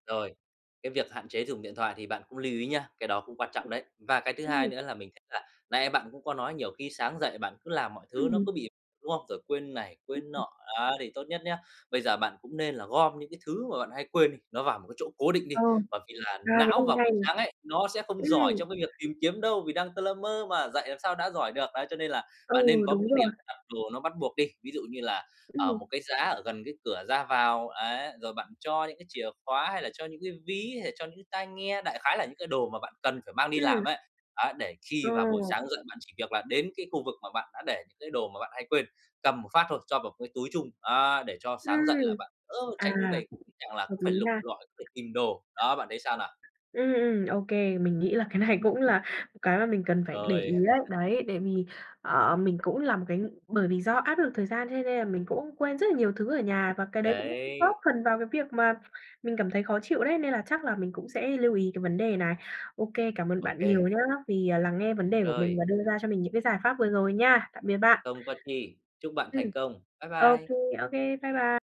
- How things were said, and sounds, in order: other background noise; tapping; laughing while speaking: "cái này"; chuckle
- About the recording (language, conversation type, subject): Vietnamese, advice, Làm sao để có một buổi sáng ít căng thẳng mà vẫn tràn đầy năng lượng?